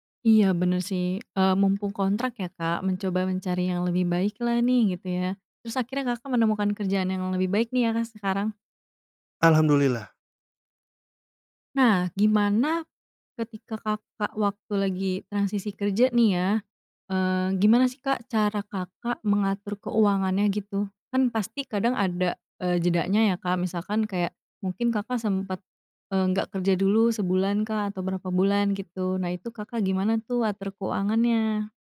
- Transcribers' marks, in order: tapping
- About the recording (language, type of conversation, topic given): Indonesian, podcast, Bagaimana kamu mengatur keuangan saat mengalami transisi kerja?